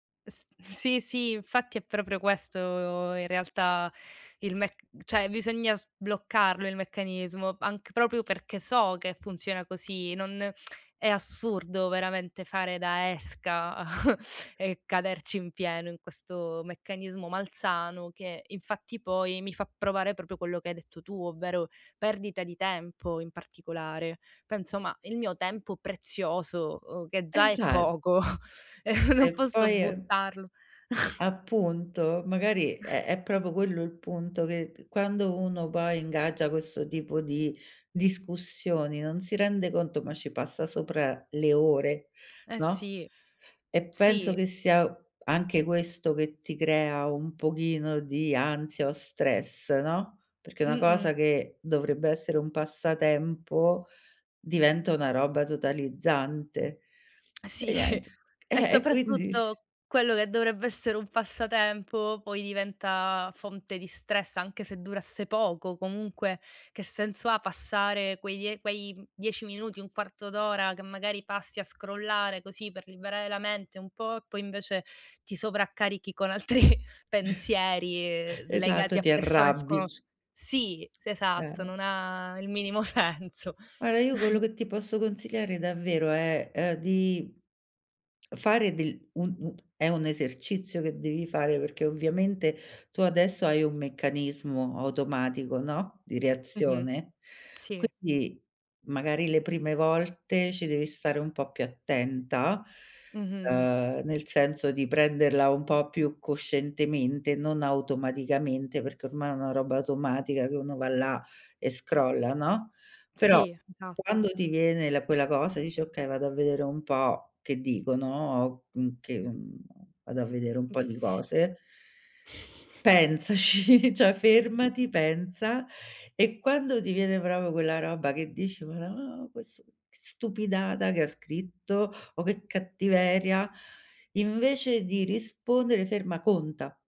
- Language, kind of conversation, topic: Italian, advice, Quali reazioni impulsive hai avuto sui social e di quali ti sei poi pentito?
- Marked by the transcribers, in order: drawn out: "questo"; tsk; chuckle; "proprio" said as "propio"; tapping; chuckle; "proprio" said as "propio"; laughing while speaking: "Sì"; in English: "scrollare"; chuckle; laughing while speaking: "altri"; laughing while speaking: "minimo senso"; chuckle; tongue click; in English: "scrolla"; laughing while speaking: "Pensaci"; other background noise; "proprio" said as "propio"